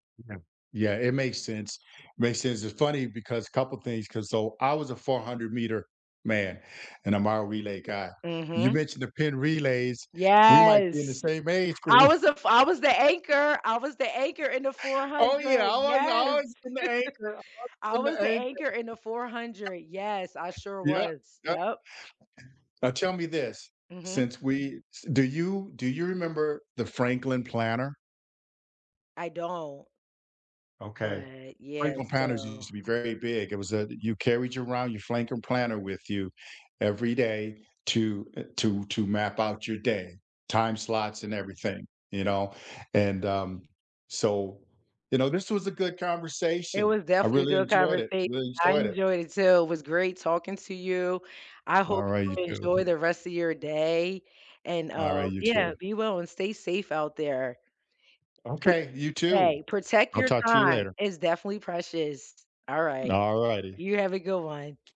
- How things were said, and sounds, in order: stressed: "Yes"; joyful: "I was the f I … four hundred. Yes"; laughing while speaking: "group"; joyful: "Oh, yeah, I always I … been the anchor"; laugh; other background noise; "Franklin" said as "Flanklin"
- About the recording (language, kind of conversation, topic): English, unstructured, Which part of your workday do you fiercely protect so the rest of your day goes better?
- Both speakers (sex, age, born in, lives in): female, 45-49, United States, United States; male, 60-64, United States, United States